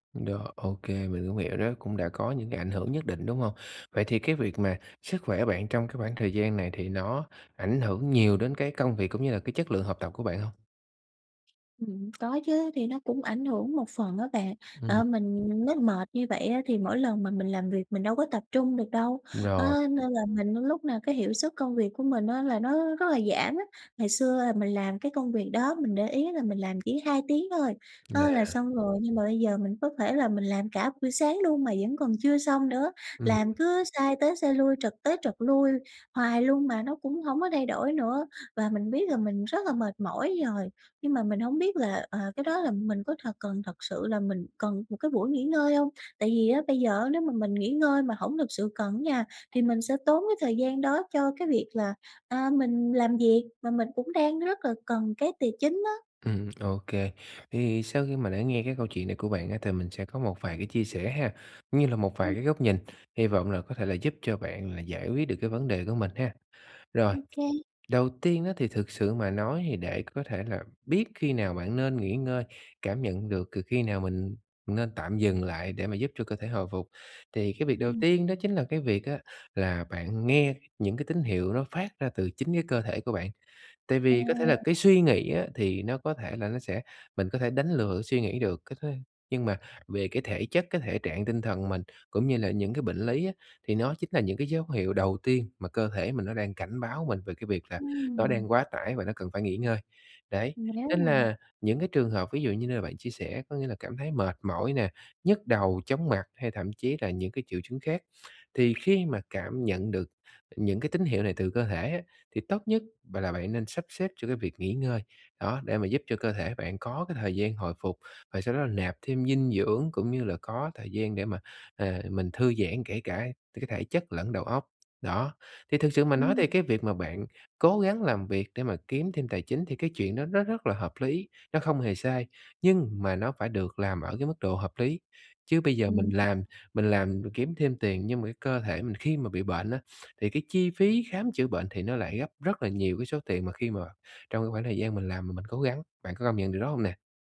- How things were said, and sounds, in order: tapping; other background noise; unintelligible speech; unintelligible speech
- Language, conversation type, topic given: Vietnamese, advice, Làm thế nào để nhận biết khi nào cơ thể cần nghỉ ngơi?